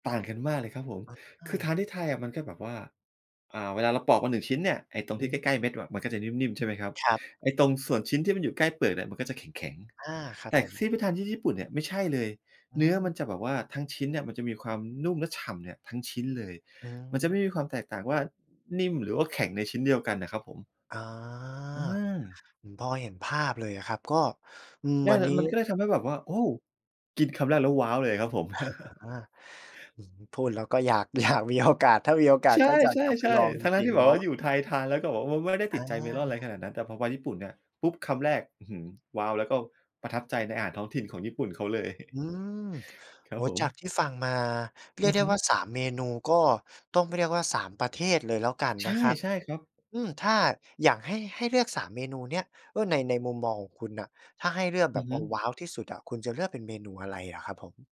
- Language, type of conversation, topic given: Thai, podcast, ช่วยเล่าให้ฟังหน่อยได้ไหมว่าคุณติดใจอาหารริมทางในย่านท้องถิ่นร้านไหนมากที่สุด?
- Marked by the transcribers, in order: chuckle; laughing while speaking: "อยากมีโอกาส"; tapping; chuckle; other background noise